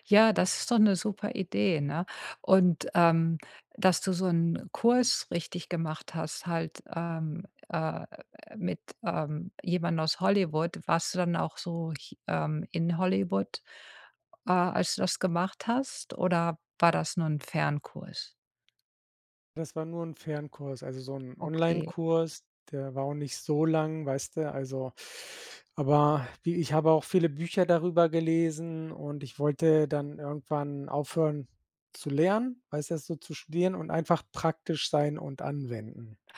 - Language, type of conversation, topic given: German, advice, Wie kann ich eine kreative Routine aufbauen, auch wenn Inspiration nur selten kommt?
- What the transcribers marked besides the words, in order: none